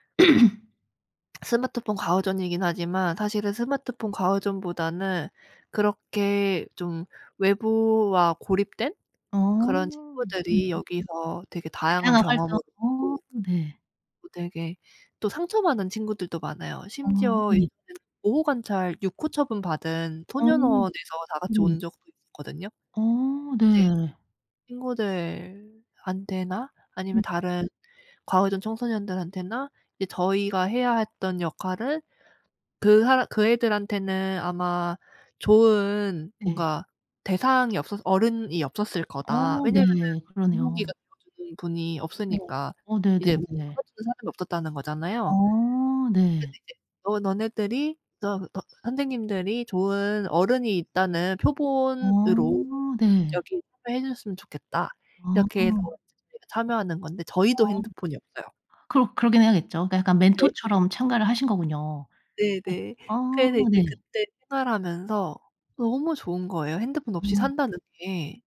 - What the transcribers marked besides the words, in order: throat clearing; background speech; other background noise; unintelligible speech; laugh
- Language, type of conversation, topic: Korean, podcast, 스마트폰 같은 방해 요소를 어떻게 관리하시나요?